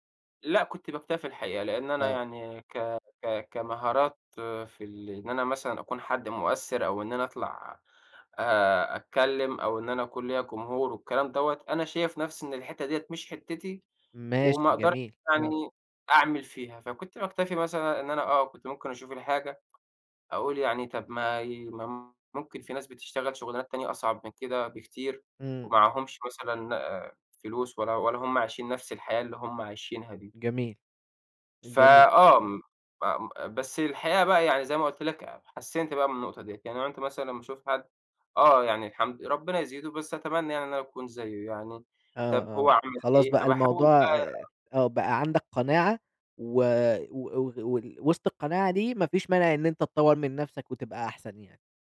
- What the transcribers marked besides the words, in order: tapping
- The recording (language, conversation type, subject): Arabic, podcast, إزاي بتتعامل مع إنك تقارن نفسك بالناس التانيين؟